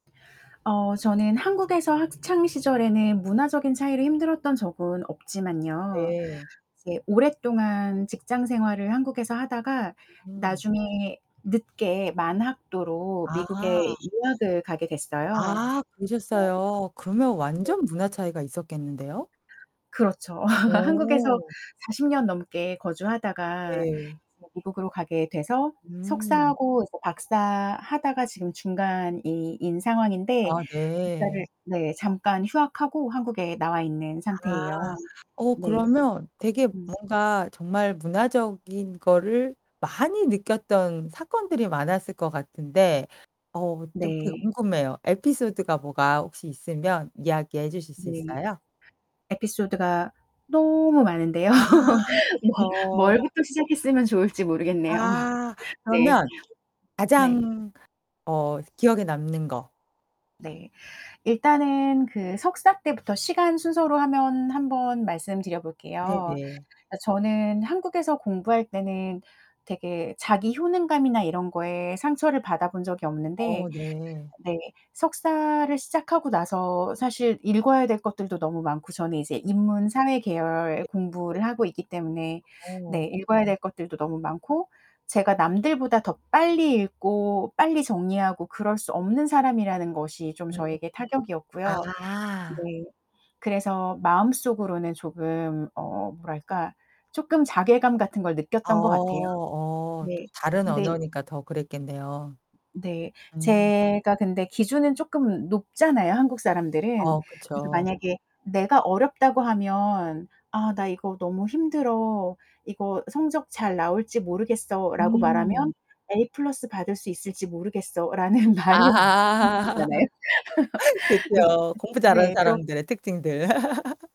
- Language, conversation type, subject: Korean, podcast, 학교에서 문화적 차이 때문에 힘들었던 경험이 있으신가요?
- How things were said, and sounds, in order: distorted speech; other background noise; laugh; unintelligible speech; "중간인" said as "중간이인"; laughing while speaking: "많은데요"; laugh; laughing while speaking: "모르겠네요"; background speech; laughing while speaking: "모르겠어.라는 말이"; laughing while speaking: "아"; laugh; unintelligible speech; laugh; laugh